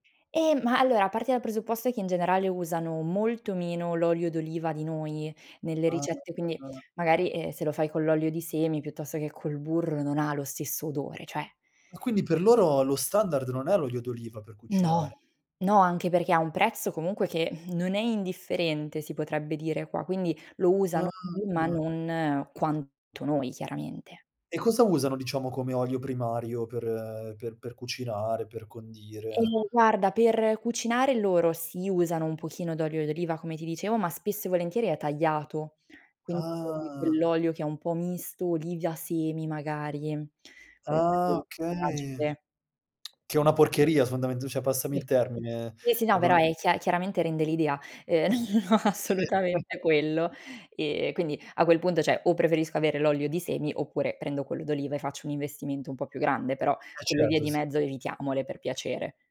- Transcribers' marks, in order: unintelligible speech; drawn out: "Ah"; drawn out: "Ah"; unintelligible speech; drawn out: "Ah, okay"; unintelligible speech; tapping; other noise; laughing while speaking: "no, no, no"; unintelligible speech; "cioè" said as "ceh"
- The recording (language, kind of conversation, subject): Italian, podcast, Quale odore in cucina ti fa venire subito l’acquolina?